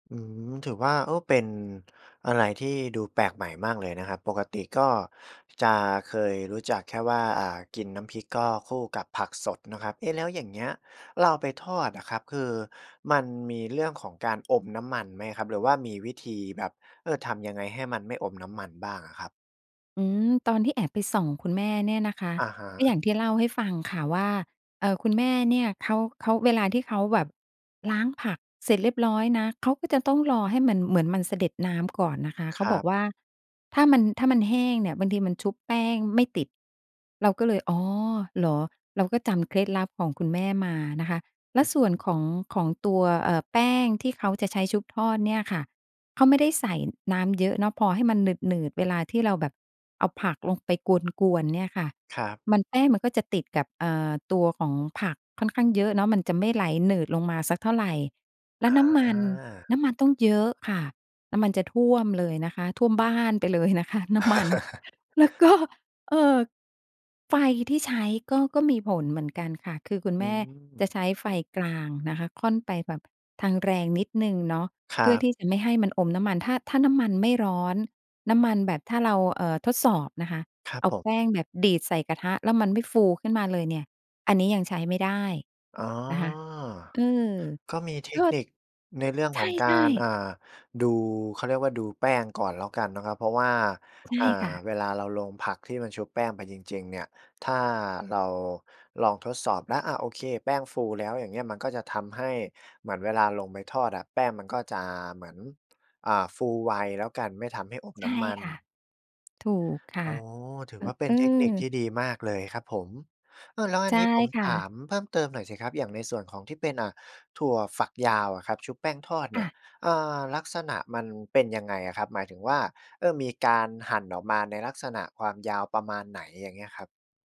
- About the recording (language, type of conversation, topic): Thai, podcast, คุณมีความทรงจำเกี่ยวกับมื้ออาหารของครอบครัวที่ประทับใจบ้างไหม?
- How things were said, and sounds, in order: tapping; laugh; laughing while speaking: "แล้วก็"; stressed: "ดีด"